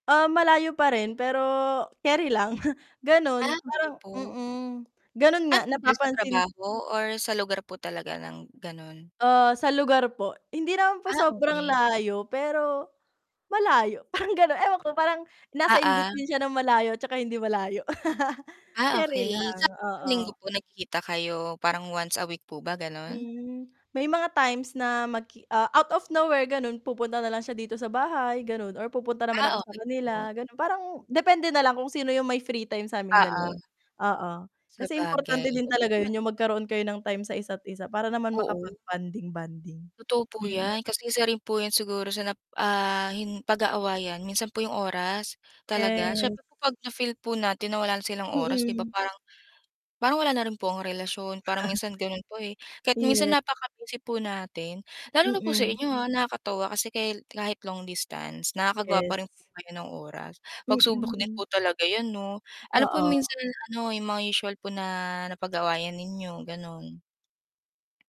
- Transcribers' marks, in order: chuckle; static; distorted speech; laugh; tapping; chuckle
- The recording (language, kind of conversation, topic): Filipino, unstructured, Ano ang mga palatandaan ng isang malusog na relasyon?